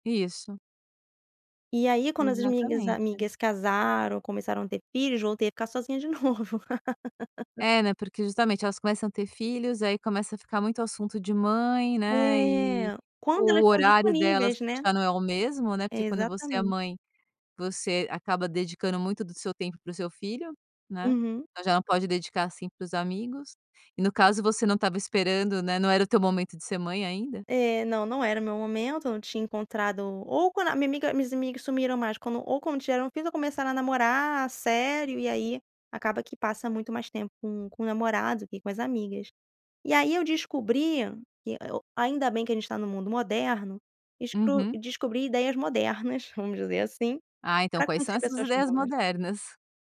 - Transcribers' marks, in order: laugh; drawn out: "É"
- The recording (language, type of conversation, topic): Portuguese, podcast, Que conselho você daria a alguém que está se sentindo sozinho?